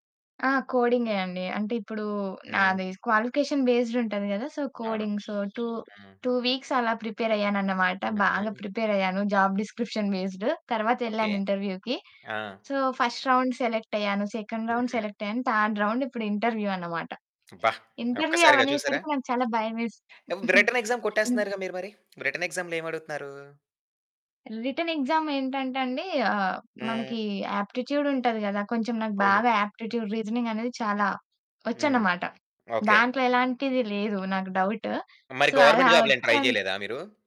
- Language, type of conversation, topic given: Telugu, podcast, జీవితంలోని అవరోధాలను మీరు అవకాశాలుగా ఎలా చూస్తారు?
- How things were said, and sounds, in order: in English: "క్వాలిఫికేషన్ బేస్డ్"; other background noise; in English: "సో కోడింగ్. టూ టూ వీక్స్"; in English: "ప్రిపేర్"; in English: "ప్రిపేర్"; in English: "జాబ్ డిస్క్రిప్షన్ బేస్డ్"; in English: "ఇంటర్వ్యూకి. సో, ఫస్ట్ రౌండ్ సెలెక్ట్"; in English: "సెకండ్ రౌండ్ సెలెక్ట్"; in English: "థర్డ్ రౌండ్"; in English: "ఇంటర్వ్యూ"; in English: "ఇంటర్వ్యూ"; tapping; in English: "వ్రిటెన్ ఎగ్సామ్"; chuckle; in English: "వ్రిటెన్ ఎగ్సామ్‌లో"; in English: "రిటెన్ ఎక్సామ్"; in English: "ఆప్టిట్యూడ్"; in English: "ఆప్టిట్యూడ్, రీజనింగ్"; in English: "డౌట్. సో"; in English: "ట్రై"